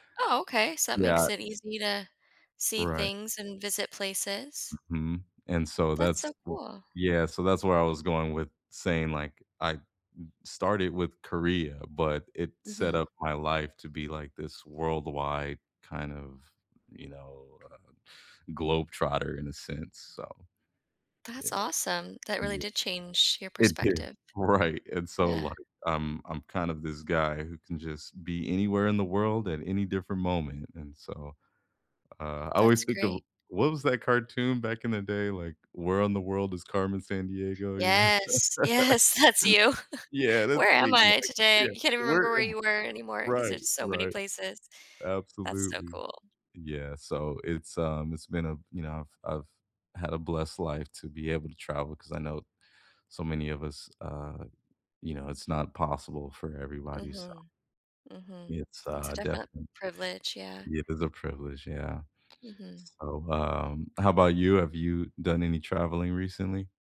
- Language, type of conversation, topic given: English, unstructured, What’s one place that completely changed your perspective?
- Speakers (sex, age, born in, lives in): female, 40-44, United States, United States; male, 40-44, United States, United States
- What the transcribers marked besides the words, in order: other background noise; laughing while speaking: "Right"; laughing while speaking: "yes. That's you"; laughing while speaking: "You know?"; laugh; chuckle